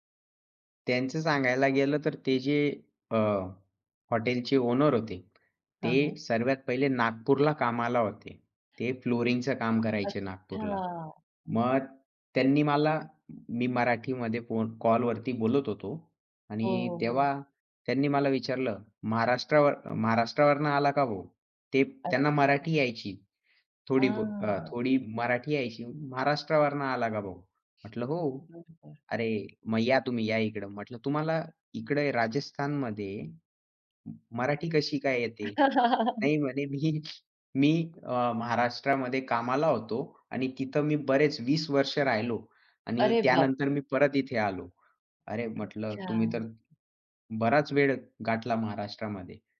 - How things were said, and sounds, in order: tapping; laugh; laughing while speaking: "मी"; other background noise
- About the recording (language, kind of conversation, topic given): Marathi, podcast, एकट्याने स्थानिक खाण्याचा अनुभव तुम्हाला कसा आला?